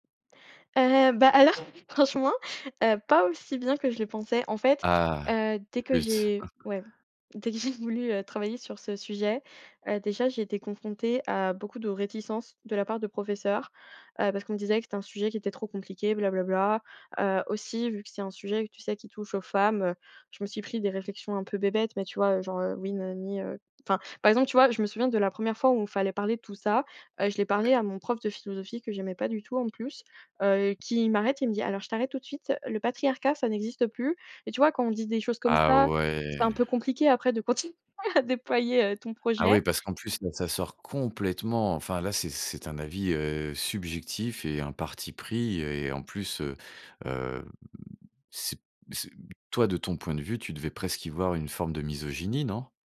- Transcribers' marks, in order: other background noise; chuckle; tapping; drawn out: "ouais"; laughing while speaking: "continuer"; drawn out: "hem"
- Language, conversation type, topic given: French, podcast, Peux-tu me parler d’un projet créatif qui t’a vraiment marqué ?
- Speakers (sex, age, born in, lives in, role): female, 20-24, France, France, guest; male, 45-49, France, France, host